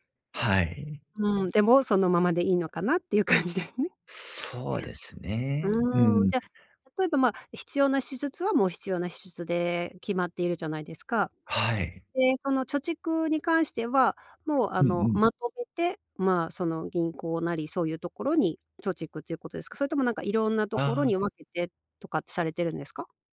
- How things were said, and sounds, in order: laughing while speaking: "感じですね"
- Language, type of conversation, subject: Japanese, advice, 将来の貯蓄と今の消費のバランスをどう取ればよいですか？